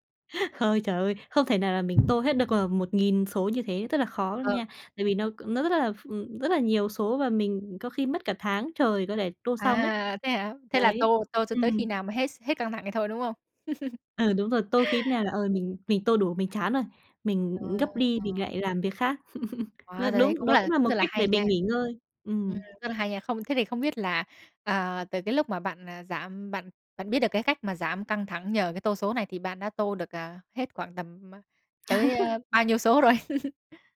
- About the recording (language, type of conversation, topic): Vietnamese, podcast, Bạn học được kỹ năng quan trọng nào từ một sở thích thời thơ ấu?
- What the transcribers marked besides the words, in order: tapping; laugh; laugh; laugh; laughing while speaking: "rồi?"; laugh